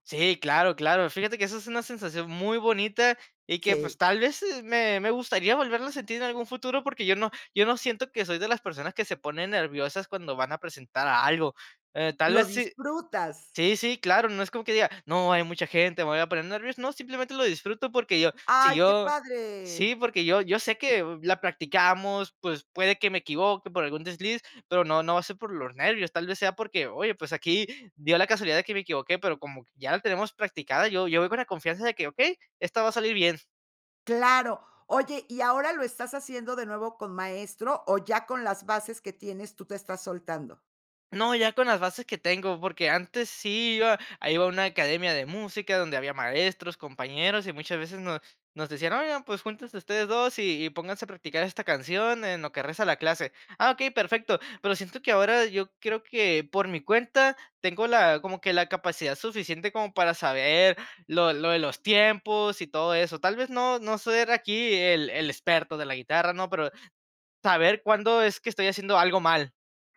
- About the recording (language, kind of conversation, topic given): Spanish, podcast, ¿Cómo fue retomar un pasatiempo que habías dejado?
- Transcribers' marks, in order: none